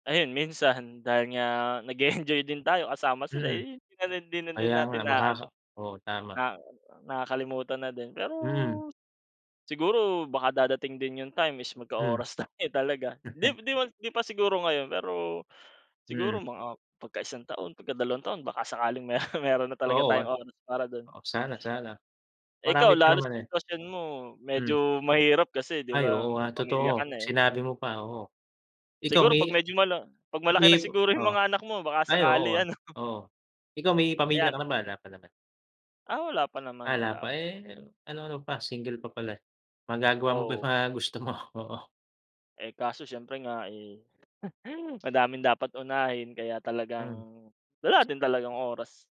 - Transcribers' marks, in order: other background noise; chuckle; laughing while speaking: "meron"; tapping; chuckle; laughing while speaking: "mo"; chuckle
- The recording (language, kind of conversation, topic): Filipino, unstructured, Bakit sa tingin mo maraming tao ang tinatamad mag-ehersisyo?